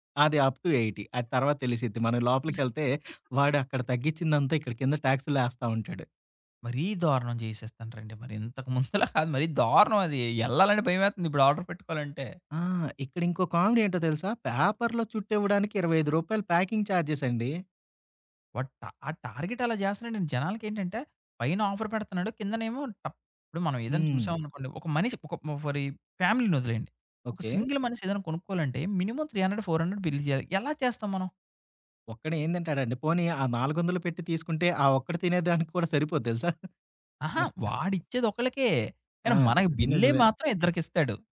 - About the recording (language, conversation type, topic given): Telugu, podcast, పేపర్లు, బిల్లులు, రశీదులను మీరు ఎలా క్రమబద్ధం చేస్తారు?
- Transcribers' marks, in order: in English: "అప్ టూ ఎయిటీ"; chuckle; sniff; in English: "ట్యాక్స్‌ల్లో"; chuckle; in English: "ఆర్డర్"; in English: "ప్యాకింగ్"; in English: "టార్గెట్"; in English: "ఆఫర్"; in English: "ఫ్యామిలీని"; in English: "సింగిల్"; in English: "మినిమమ్ త్రీ హండ్రెడ్ ఫోర్ హండ్రెడ్ బిల్"; giggle